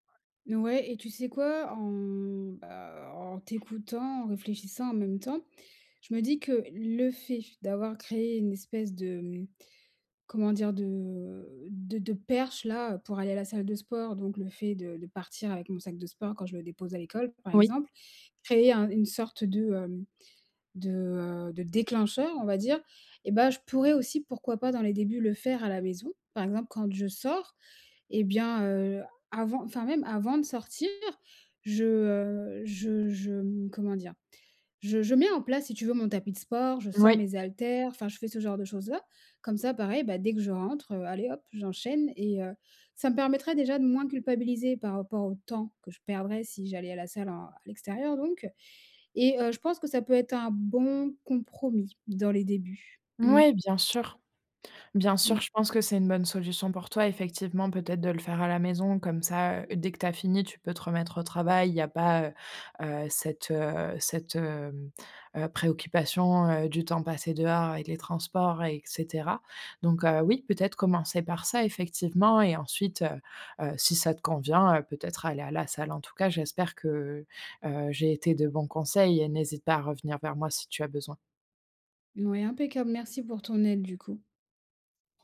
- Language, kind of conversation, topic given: French, advice, Comment puis-je commencer une nouvelle habitude en avançant par de petites étapes gérables chaque jour ?
- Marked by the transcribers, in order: stressed: "déclencheur"; tapping